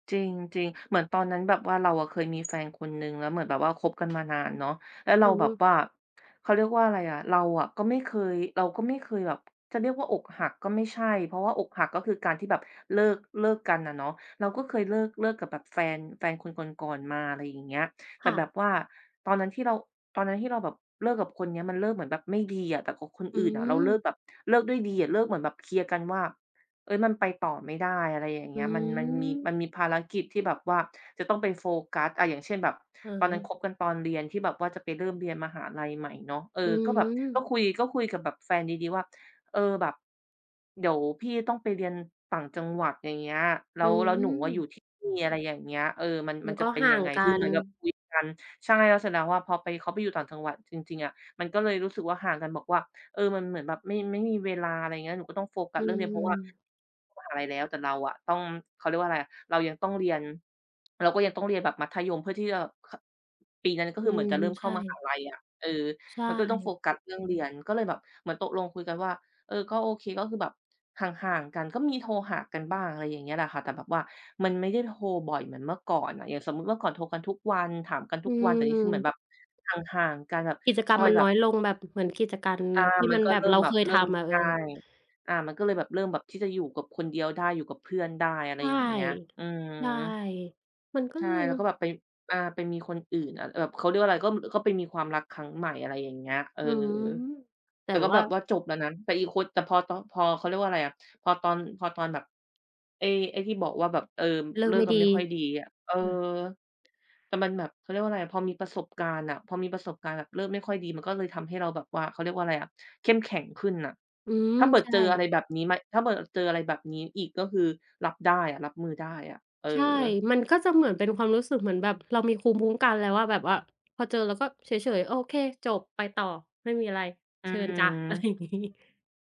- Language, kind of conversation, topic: Thai, unstructured, คุณกลัวว่าจะถูกทิ้งในความรักไหม?
- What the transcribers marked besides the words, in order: tapping; other background noise; "กิจกรรม" said as "กิจกรร"; "ภูมิคุ้มกัน" said as "คูมพุ้มกัน"; laughing while speaking: "อะไรอย่างงี้"